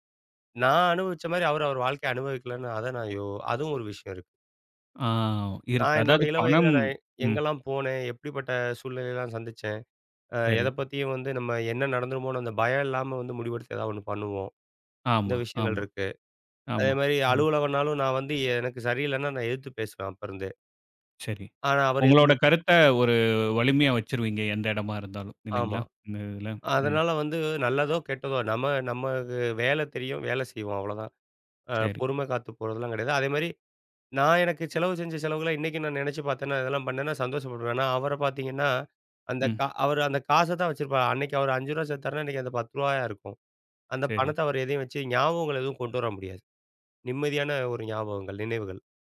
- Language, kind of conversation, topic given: Tamil, podcast, சிறு பழக்கங்கள் எப்படி பெரிய முன்னேற்றத்தைத் தருகின்றன?
- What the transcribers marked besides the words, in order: none